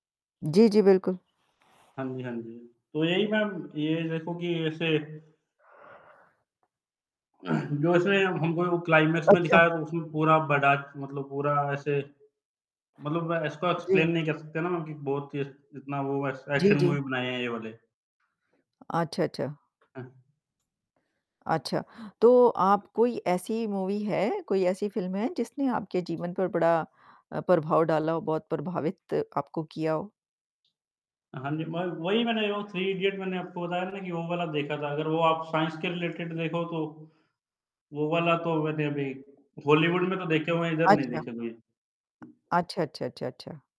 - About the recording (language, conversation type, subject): Hindi, unstructured, किस फिल्म का कौन-सा दृश्य आपको सबसे ज़्यादा प्रभावित कर गया?
- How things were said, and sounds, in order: static; throat clearing; in English: "क्लाइमेक्स"; in English: "एक्सप्लेन"; in English: "एक्शन मूवी"; in English: "मूवी"; in English: "साइंस"; other background noise